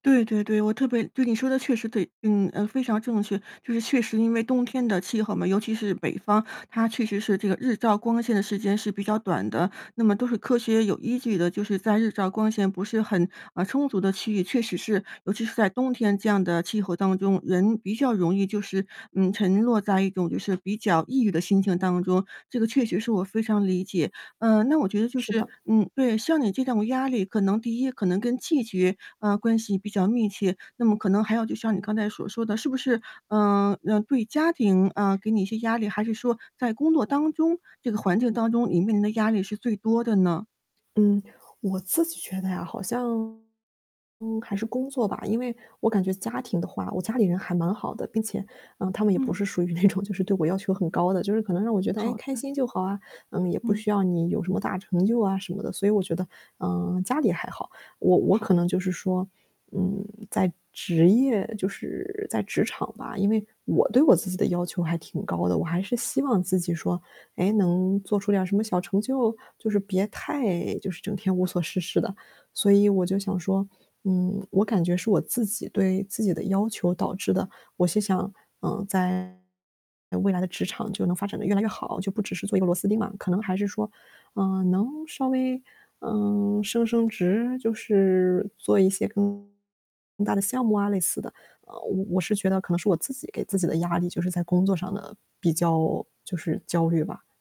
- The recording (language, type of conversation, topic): Chinese, advice, 你对未来不确定感的持续焦虑是从什么时候开始的？
- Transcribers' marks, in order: other background noise; static; distorted speech; tapping; laughing while speaking: "那种"; "是" said as "些"